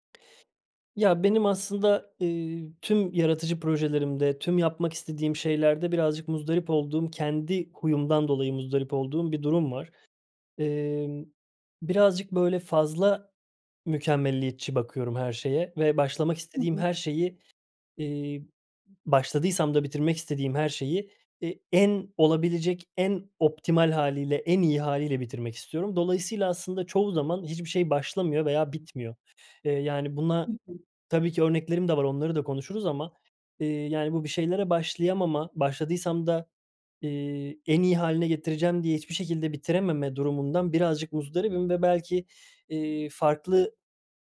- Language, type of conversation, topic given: Turkish, advice, Mükemmeliyetçilik yüzünden hiçbir şeye başlayamıyor ya da başladığım işleri bitiremiyor muyum?
- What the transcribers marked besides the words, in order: other background noise